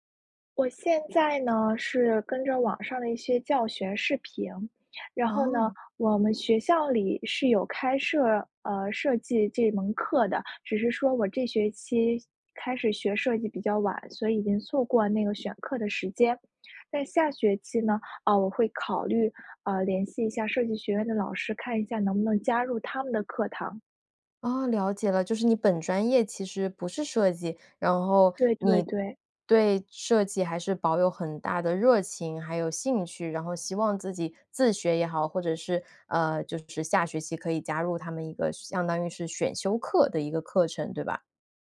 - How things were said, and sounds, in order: none
- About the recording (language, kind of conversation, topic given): Chinese, advice, 看了他人的作品后，我为什么会失去创作信心？